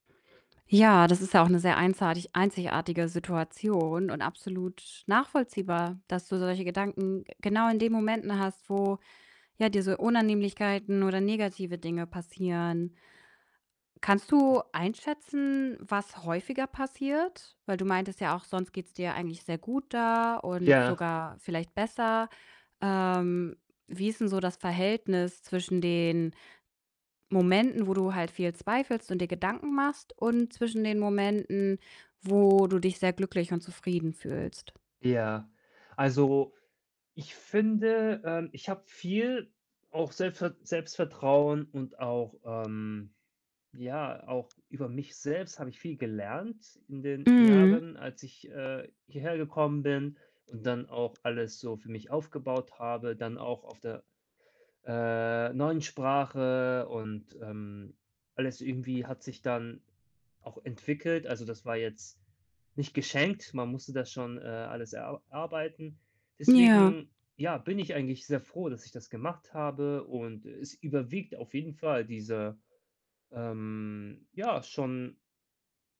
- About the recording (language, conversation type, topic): German, advice, Wie gehe ich mit Zweifeln um, nachdem ich eine Entscheidung getroffen habe?
- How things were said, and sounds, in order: distorted speech; other background noise; mechanical hum